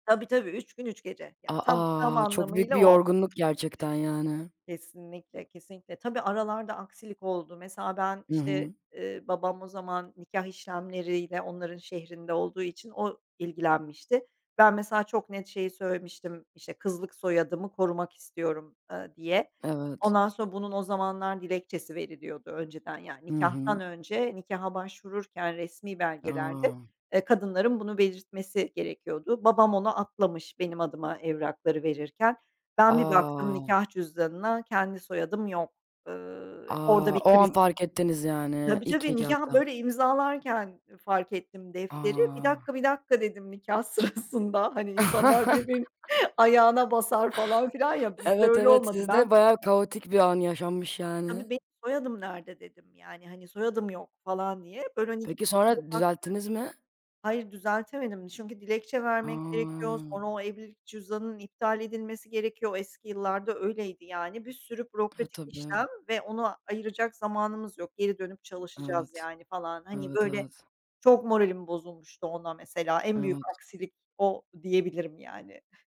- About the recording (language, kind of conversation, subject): Turkish, podcast, Evlilik kararını nasıl verdiniz, süreci anlatır mısınız?
- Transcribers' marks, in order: other background noise; drawn out: "A!"; drawn out: "A!"; laughing while speaking: "sırasında"; chuckle; drawn out: "A!"